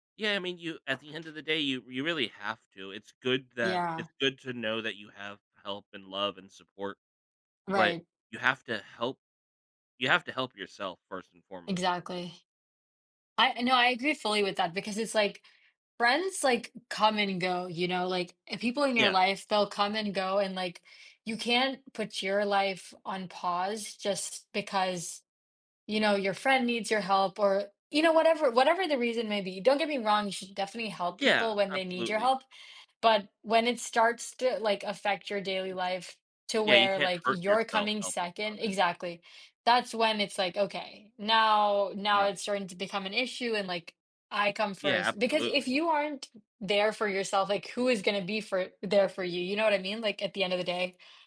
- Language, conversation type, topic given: English, unstructured, How can setbacks lead to personal growth and new perspectives?
- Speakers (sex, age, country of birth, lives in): female, 20-24, United States, United States; male, 35-39, United States, United States
- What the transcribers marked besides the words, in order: other background noise